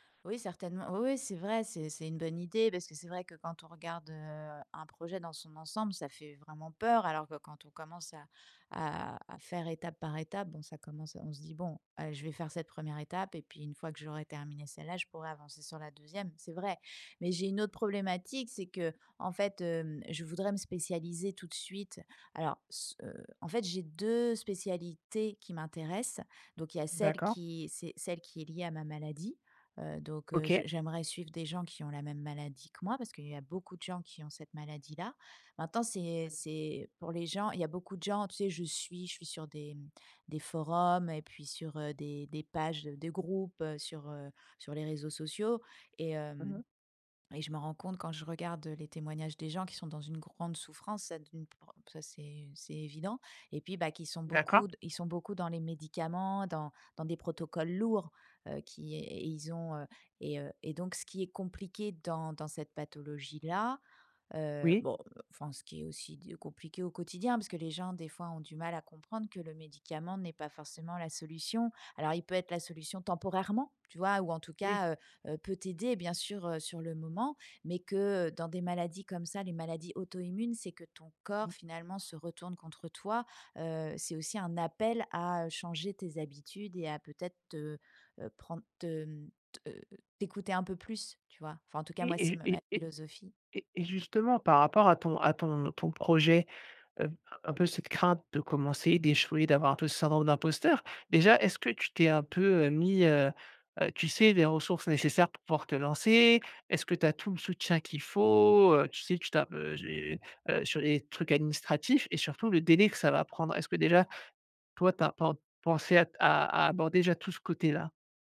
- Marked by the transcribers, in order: other background noise; stressed: "lourds"; stressed: "appel"
- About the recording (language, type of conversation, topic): French, advice, Comment gérer la crainte d’échouer avant de commencer un projet ?